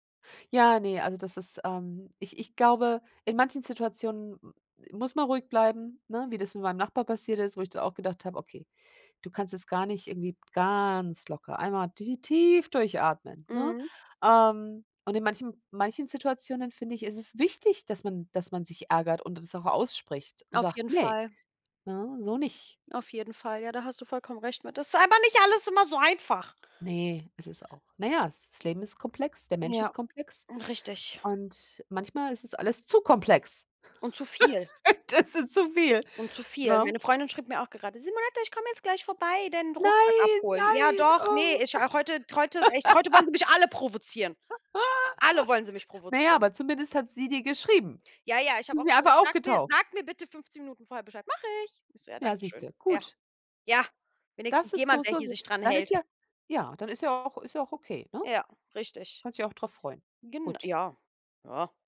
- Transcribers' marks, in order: drawn out: "ganz"; drawn out: "tief"; put-on voice: "aber nicht alles immer so einfach!"; stressed: "zu"; laugh; laughing while speaking: "Das ist zu viel"; put-on voice: "Simonette, ich komm jetzt gleich … sie mich provozieren"; surprised: "Nein, nein, oh"; laugh; put-on voice: "Mache ich"
- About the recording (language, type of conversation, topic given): German, unstructured, Was tust du, wenn dich jemand absichtlich provoziert?